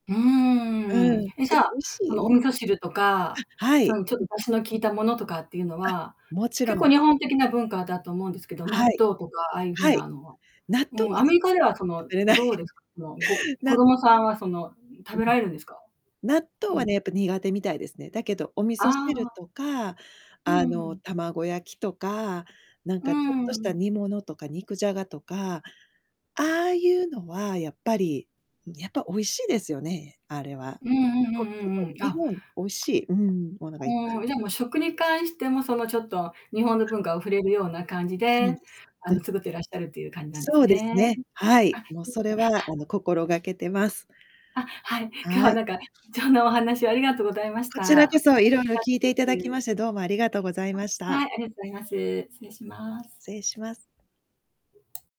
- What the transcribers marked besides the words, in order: distorted speech; laughing while speaking: "食べれない"; other noise; other background noise; background speech; tapping; unintelligible speech; unintelligible speech
- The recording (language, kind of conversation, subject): Japanese, podcast, 子どもに自分のルーツをどのように伝えればよいですか？